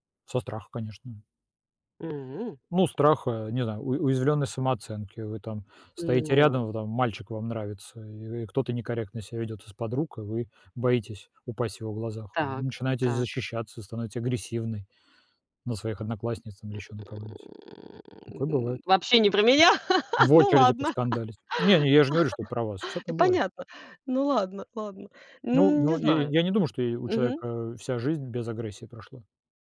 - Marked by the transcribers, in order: tapping; other background noise; grunt; laugh
- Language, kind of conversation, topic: Russian, unstructured, Что для тебя значит быть собой?